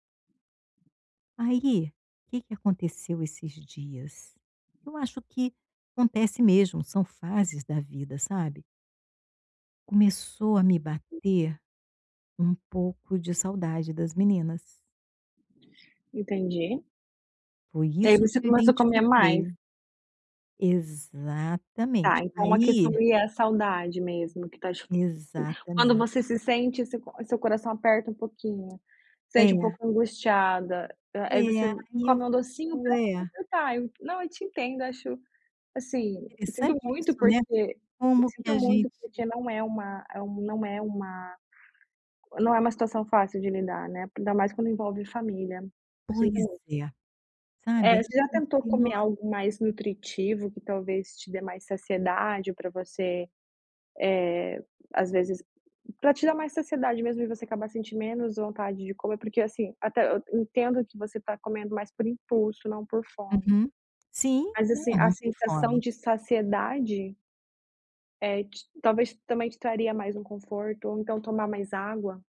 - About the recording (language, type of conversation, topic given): Portuguese, advice, Como comer por emoção quando está estressado afeta você?
- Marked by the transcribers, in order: other background noise; unintelligible speech; unintelligible speech